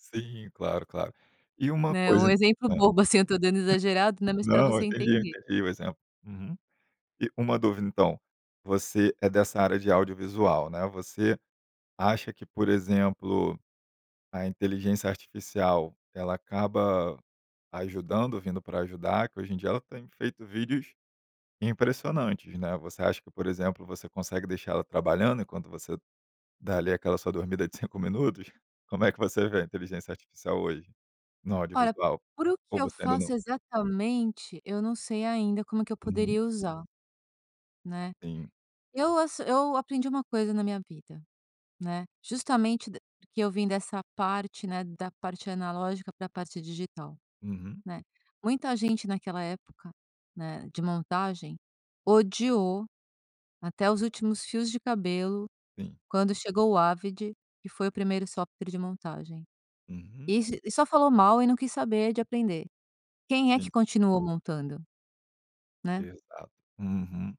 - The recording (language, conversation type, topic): Portuguese, podcast, Qual estratégia simples você recomenda para relaxar em cinco minutos?
- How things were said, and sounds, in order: other background noise